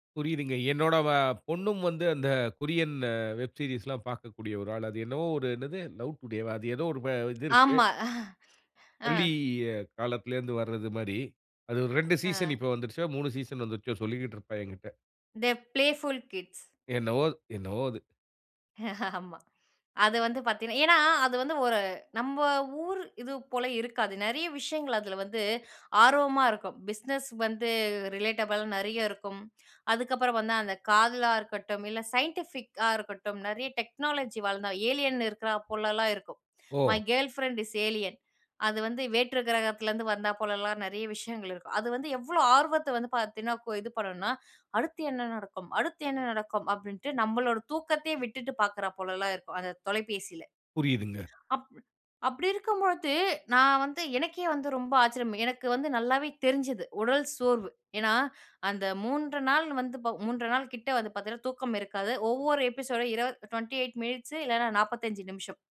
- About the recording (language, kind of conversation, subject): Tamil, podcast, நள்ளிரவிலும் குடும்ப நேரத்திலும் நீங்கள் தொலைபேசியை ஓரமாக வைத்து விடுவீர்களா, இல்லையெனில் ஏன்?
- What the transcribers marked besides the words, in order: in English: "வெப் சீரியஸ்லாம்"; other noise; chuckle; drawn out: "பள்ளி"; in English: "சீசன்"; in English: "சீசன்"; chuckle; other background noise; in English: "ரிலேட்டபள்"; in English: "சைன்டிஃபிக்கா"; in English: "டெக்னாலஜி"; in English: "ஏலியன்"; chuckle; tongue click; in English: "எபிசோடு"